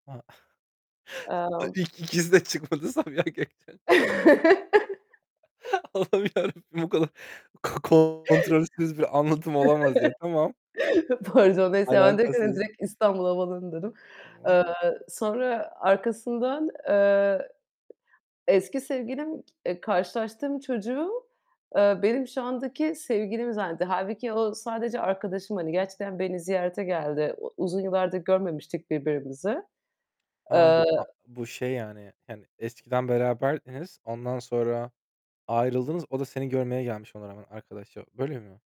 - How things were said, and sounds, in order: chuckle; laughing while speaking: "İlk ikisi de çıkmadı. Sabiha Gökçen ç"; distorted speech; chuckle; other background noise; laughing while speaking: "Allah'ım Yarabbim. Bu kadar"; chuckle; laughing while speaking: "Pardon"; tapping
- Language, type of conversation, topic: Turkish, unstructured, Seni en çok şaşırtan bir tesadüf yaşadın mı?